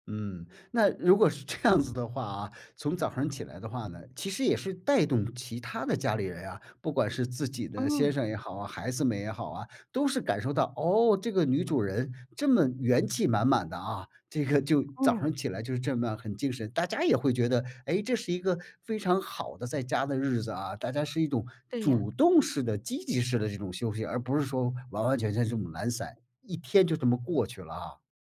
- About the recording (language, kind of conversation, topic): Chinese, podcast, 在家时，你怎样安排一天的时间才会觉得高效？
- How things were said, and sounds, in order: laughing while speaking: "这样子的"